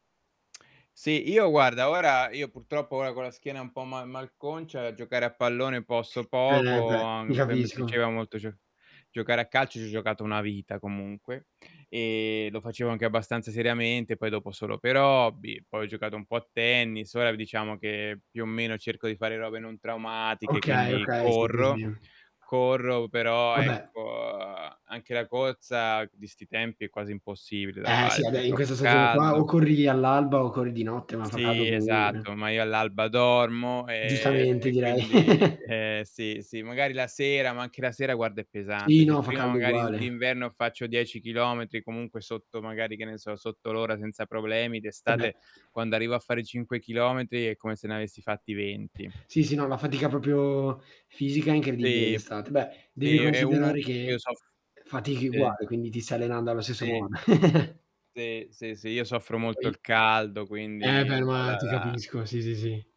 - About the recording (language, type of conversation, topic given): Italian, unstructured, Qual è il tuo hobby preferito e perché ti piace così tanto?
- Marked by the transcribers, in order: lip smack; static; tapping; "Corro" said as "corrou"; distorted speech; drawn out: "ecco"; chuckle; other background noise; "proprio" said as "propio"; chuckle; unintelligible speech